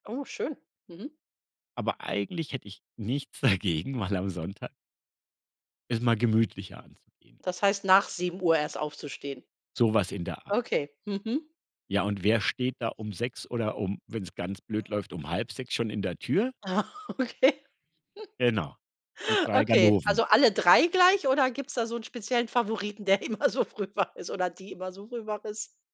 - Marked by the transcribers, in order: laughing while speaking: "dagegen, mal am Sonntag"; other background noise; laughing while speaking: "Aha, okay"; chuckle; laughing while speaking: "immer so früh wach ist oder die immer so früh wach ist"
- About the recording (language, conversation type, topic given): German, podcast, Wie beginnt bei euch typischerweise ein Sonntagmorgen?